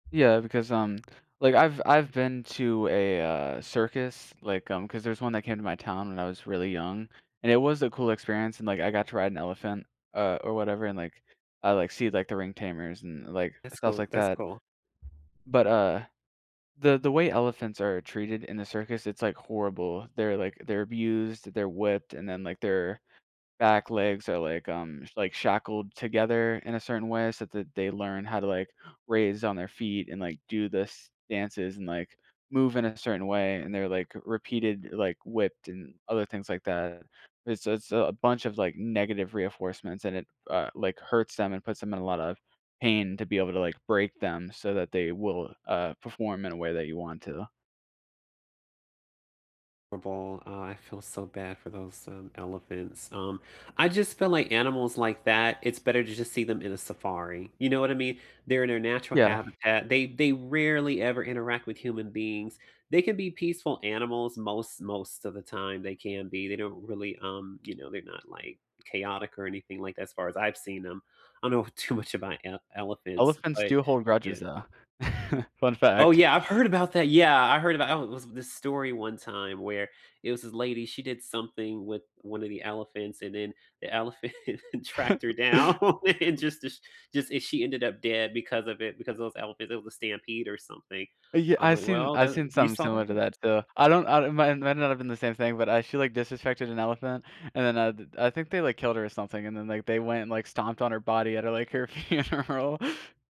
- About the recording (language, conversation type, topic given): English, unstructured, What do you think about using animals for entertainment?
- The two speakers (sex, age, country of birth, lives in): male, 18-19, United States, United States; male, 35-39, United States, United States
- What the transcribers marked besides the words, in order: other background noise; tapping; laughing while speaking: "too much"; chuckle; laughing while speaking: "elephant tracked her down and just just"; chuckle; laughing while speaking: "funeral"